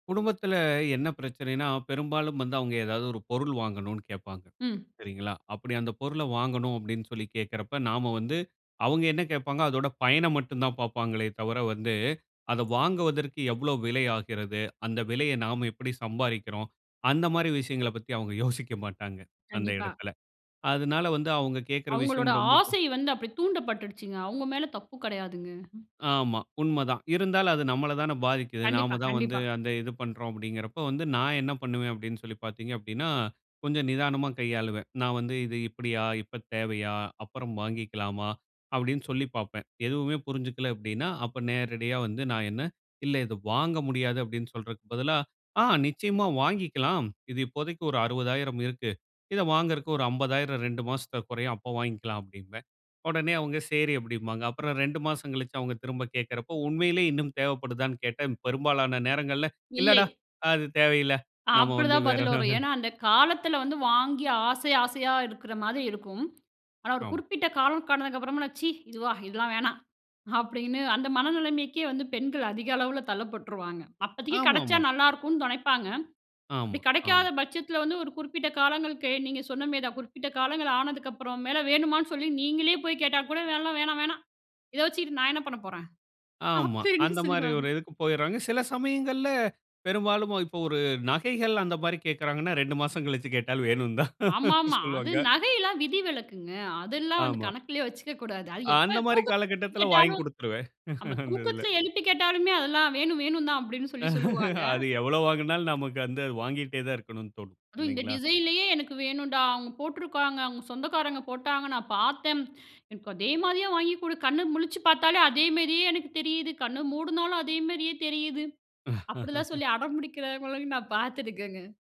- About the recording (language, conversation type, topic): Tamil, podcast, இல்லை சொல்ல வேண்டிய நேரம் வந்தால் நீங்கள் அதை எப்படி சொல்லுவீர்கள்?
- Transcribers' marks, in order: laughing while speaking: "யோசிக்க"; unintelligible speech; tapping; "ஆனதுக்கு" said as "கானதுக்கு"; laughing while speaking: "அப்படின்னு சொல்லிருவாங்க"; laughing while speaking: "வேணும்ன்னு தான் சொல்லுவாங்க"; laugh; laughing while speaking: "அது எவ்வளோ வாங்குனாலும்"; in English: "டிசைன்லயே"; laugh; laughing while speaking: "அடம்பிடிக்கிறவங்களையும் நான் பார்த்துருக்கேங்க"